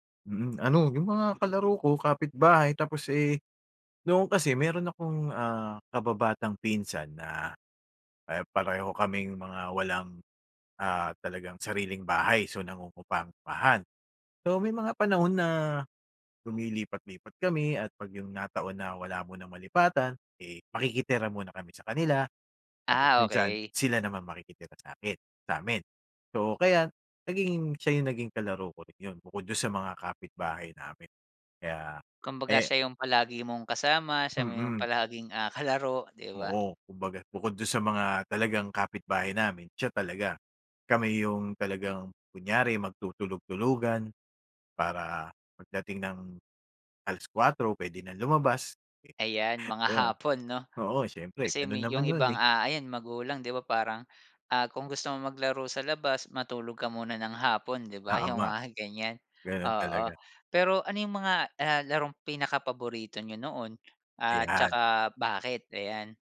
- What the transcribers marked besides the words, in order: other background noise; "nangungupahan" said as "nangungupampahan"; tapping; chuckle
- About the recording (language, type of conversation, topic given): Filipino, podcast, Ano ang paborito mong alaala noong bata ka pa?